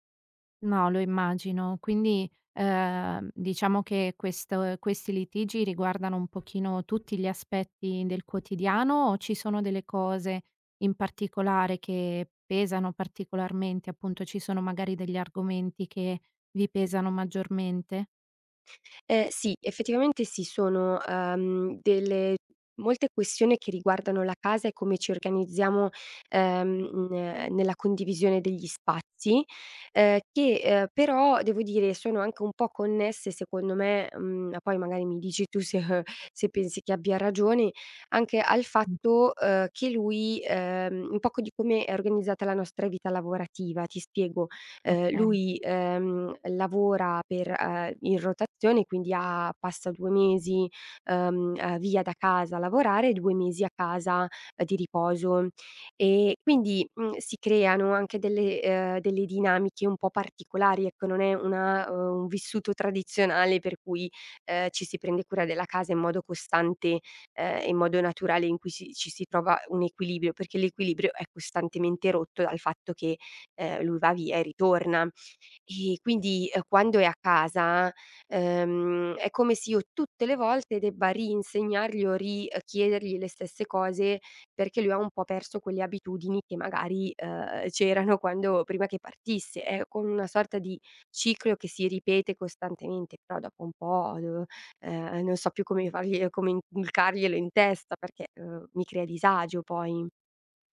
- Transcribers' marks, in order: other background noise
- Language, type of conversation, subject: Italian, advice, Perché io e il mio partner finiamo per litigare sempre per gli stessi motivi e come possiamo interrompere questo schema?